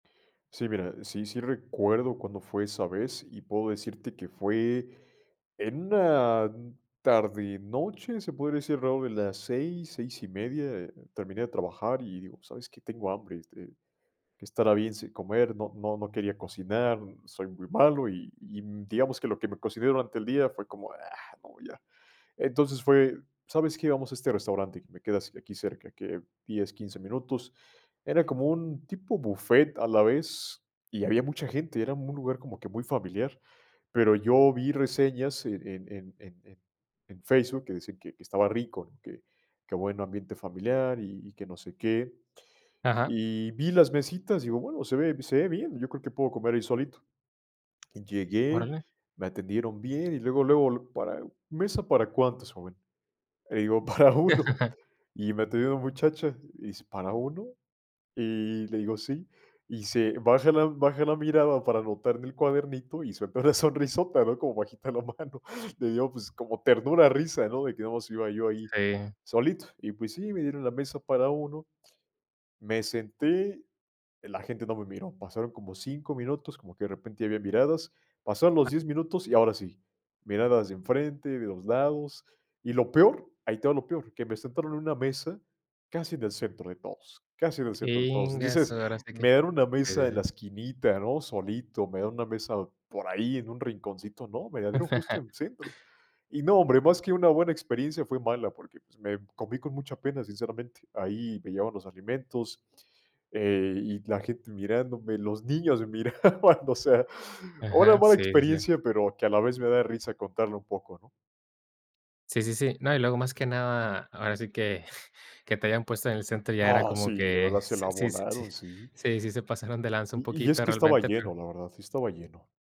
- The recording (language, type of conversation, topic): Spanish, podcast, ¿Cómo manejas la experiencia de cenar solo en un restaurante?
- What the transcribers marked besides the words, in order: laughing while speaking: "Para uno"; laugh; laughing while speaking: "suelta una sonrisota, ¿no?, como bajita la mano"; other background noise; laugh; laughing while speaking: "los niños miraban, o sea"; laugh